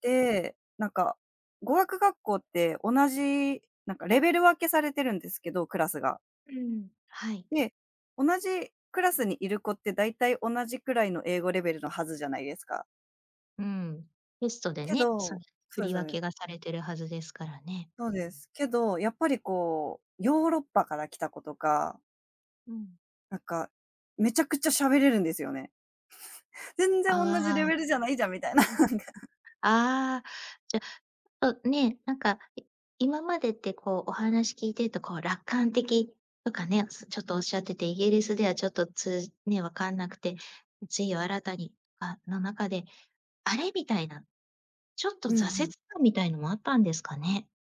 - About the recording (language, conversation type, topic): Japanese, podcast, 人生で一番の挑戦は何でしたか？
- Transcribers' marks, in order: chuckle; laughing while speaking: "みたいな、なんか"